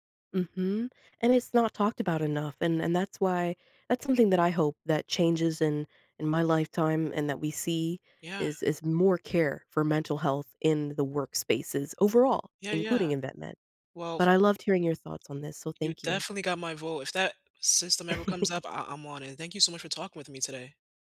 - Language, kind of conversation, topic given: English, unstructured, How do you balance work and free time?
- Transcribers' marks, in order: other background noise; tapping; chuckle